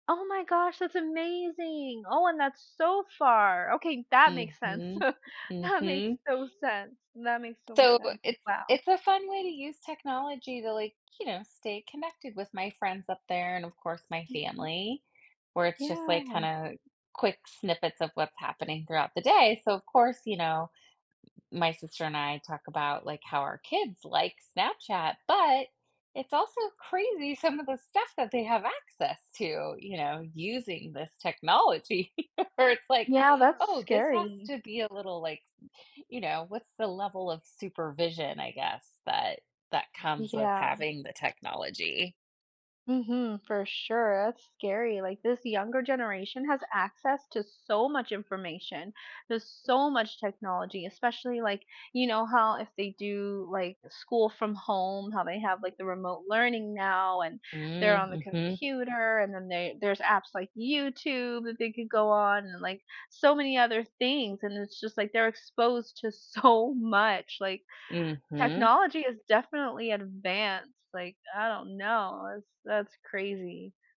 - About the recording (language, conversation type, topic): English, unstructured, How does technology help you connect and have fun with friends?
- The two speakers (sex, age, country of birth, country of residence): female, 35-39, United States, United States; female, 45-49, United States, United States
- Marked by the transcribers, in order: stressed: "so"; tapping; chuckle; other background noise; chuckle; laughing while speaking: "where it's like"; laughing while speaking: "so"